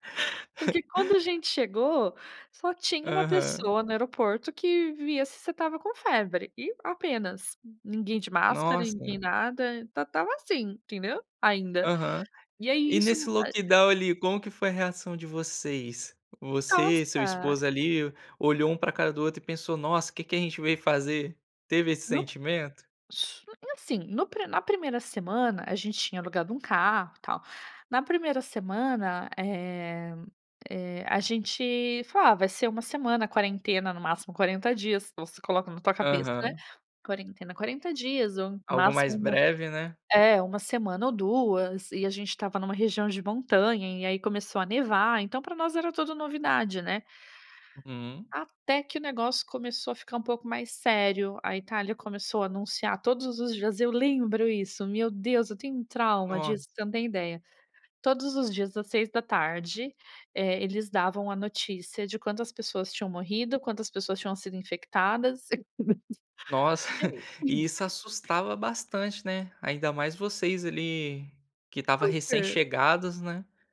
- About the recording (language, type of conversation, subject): Portuguese, podcast, Como os amigos e a comunidade ajudam no seu processo de cura?
- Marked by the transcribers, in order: laugh; tapping; in English: "lockdown"; other noise; chuckle; laugh; unintelligible speech